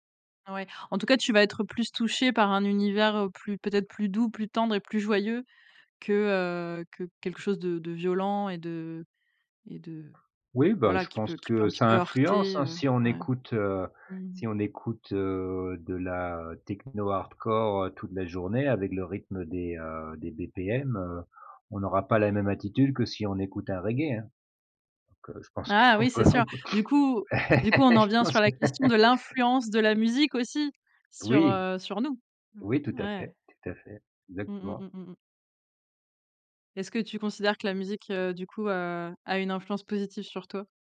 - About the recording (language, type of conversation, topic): French, podcast, Comment ta famille a-t-elle influencé ta musique ?
- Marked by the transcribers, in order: other background noise; laughing while speaking: "qu'on peut on peut Je pense, ouais"; tapping; laugh; stressed: "l'influence"